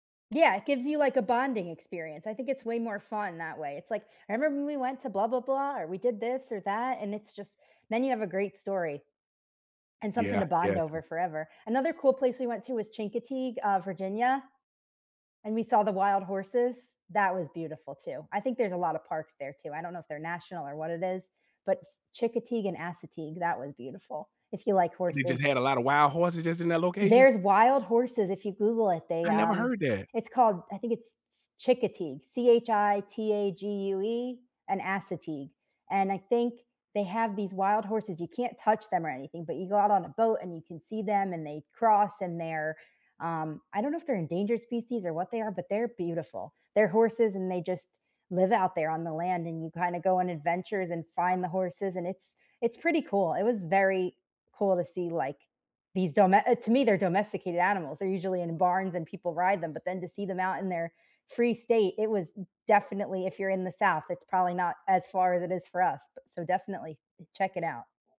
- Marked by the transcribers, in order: "Chickateague" said as "Chincoteague"; tapping; "Chincoteague" said as "Chickateague"
- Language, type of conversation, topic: English, unstructured, Do you prefer relaxing vacations or active adventures?
- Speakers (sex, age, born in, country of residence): female, 30-34, United States, United States; male, 50-54, United States, United States